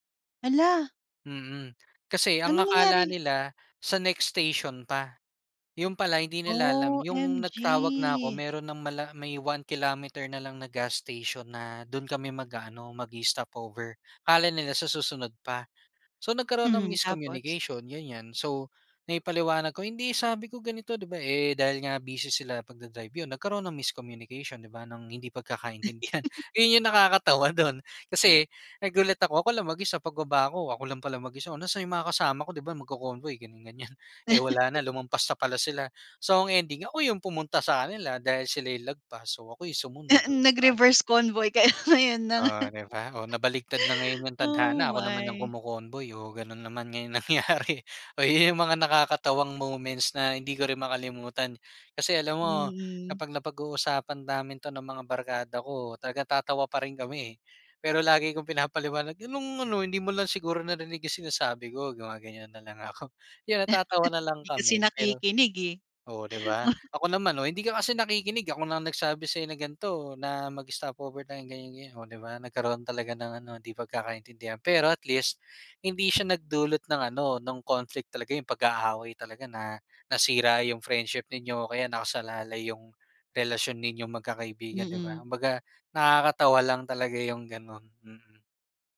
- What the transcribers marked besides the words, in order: in English: "mag-i-stop over"; in English: "miscommunication"; in English: "miscommunication"; in English: "magko-convoy"; in English: "Nag-reverse convoy"; laughing while speaking: "kayo ngayon ng"; in English: "kumo-convoy"; laughing while speaking: "nangyari. Oo, 'yong"; wind
- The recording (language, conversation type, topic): Filipino, podcast, Paano mo hinaharap ang hindi pagkakaintindihan?